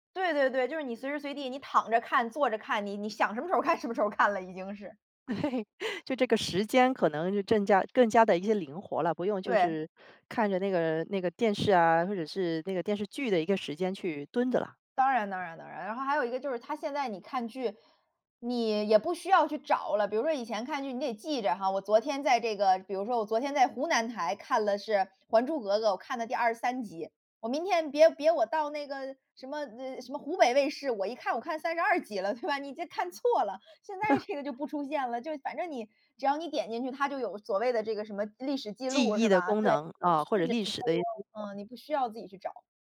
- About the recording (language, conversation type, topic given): Chinese, podcast, 播放平台的兴起改变了我们的收视习惯吗？
- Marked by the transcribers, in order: laughing while speaking: "时候看什么时候看了"; laughing while speaking: "对"; other background noise; laughing while speaking: "对吧？你这看错了，现在这个就不出现了"; laugh; unintelligible speech